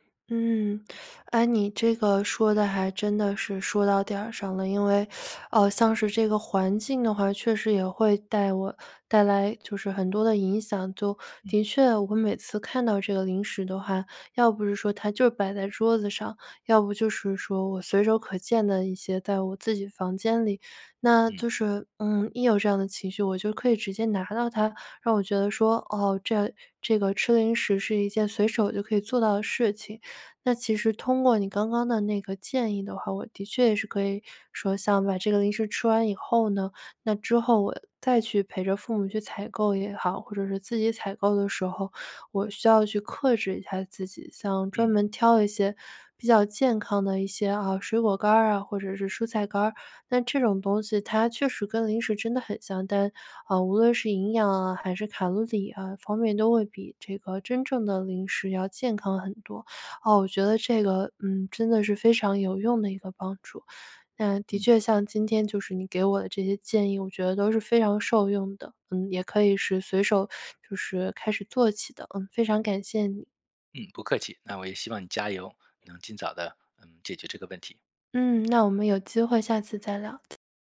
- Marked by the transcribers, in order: teeth sucking; other background noise
- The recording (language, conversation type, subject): Chinese, advice, 你在压力来临时为什么总会暴饮暴食？